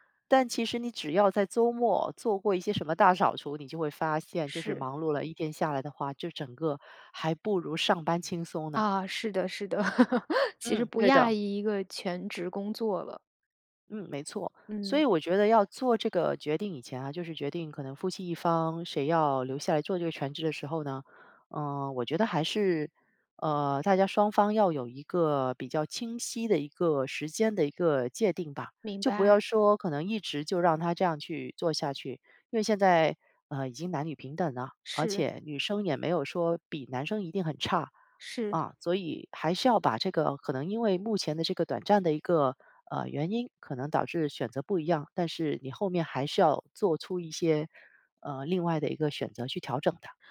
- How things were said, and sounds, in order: other background noise; laugh
- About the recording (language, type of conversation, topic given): Chinese, podcast, 如何更好地沟通家务分配？